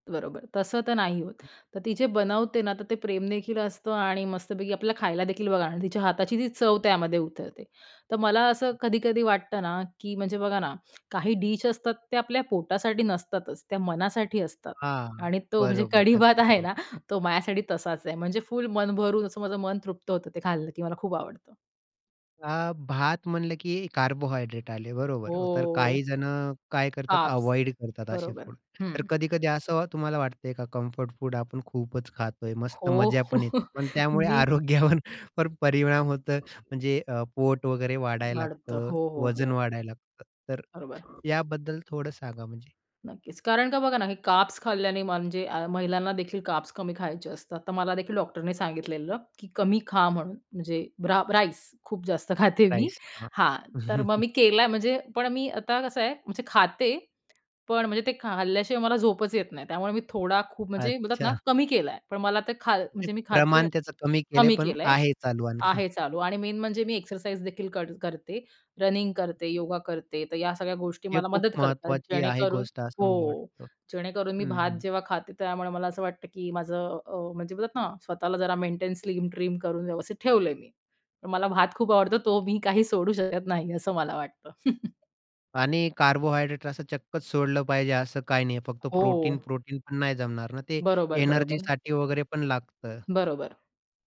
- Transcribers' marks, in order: other background noise; laughing while speaking: "कढी-भात आहे ना"; in English: "कार्बोहायड्रेट"; drawn out: "हो"; in English: "अप्प्स"; "कार्ब्स" said as "अप्प्स"; teeth sucking; fan; in English: "कम्फर्ट"; laughing while speaking: "हो"; tapping; laughing while speaking: "आरोग्यावर पण परिणाम होतो"; blowing; in English: "कार्ब्स"; in English: "कार्ब्स"; in English: "राईस"; laughing while speaking: "खूप जास्त खाते मी"; lip smack; in English: "राइस"; chuckle; in English: "मेन"; laughing while speaking: "आणखीन"; in English: "रनिंग"; in English: "स्लिम-ट्रिम"; laughing while speaking: "काही सोडू शकत नाही, असं मला वाटतं"; laugh; in English: "कार्बोहायड्रेट"; in English: "प्रोटीन प्रोटीन"; alarm
- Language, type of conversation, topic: Marathi, podcast, तुमचं ‘मनाला दिलासा देणारं’ आवडतं अन्न कोणतं आहे, आणि ते तुम्हाला का आवडतं?